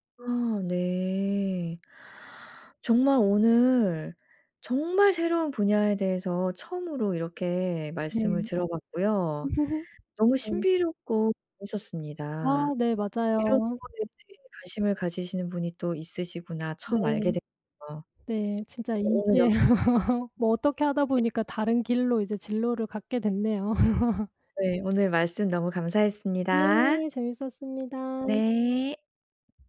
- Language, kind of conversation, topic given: Korean, podcast, 가족의 기대와 내 진로 선택이 엇갈렸을 때, 어떻게 대화를 풀고 합의했나요?
- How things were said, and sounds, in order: laugh; other background noise; laugh; laugh